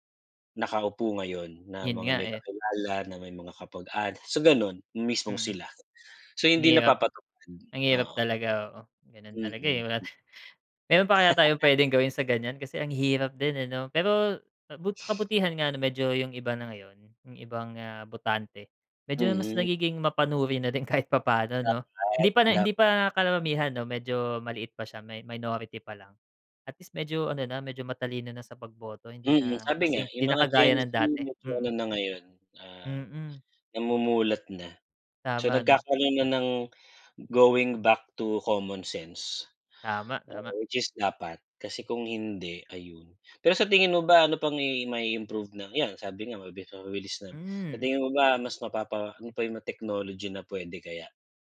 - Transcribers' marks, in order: tapping; chuckle; laughing while speaking: "kahit papaano"; in English: "going back to common sense"
- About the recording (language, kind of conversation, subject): Filipino, unstructured, Ano ang palagay mo sa sistema ng halalan sa bansa?